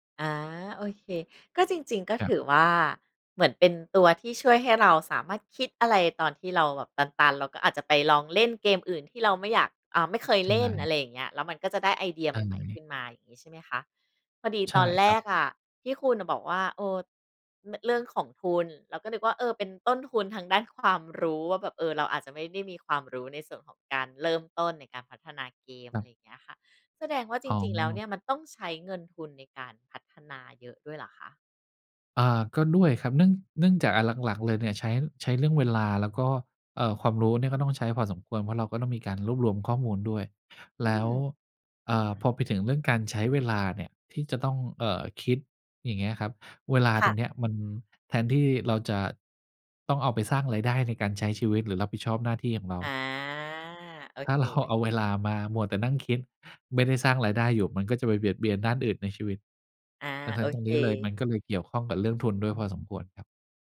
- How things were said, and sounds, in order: laughing while speaking: "เรา"
- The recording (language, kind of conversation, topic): Thai, podcast, ทำอย่างไรถึงจะค้นหาความสนใจใหม่ๆ ได้เมื่อรู้สึกตัน?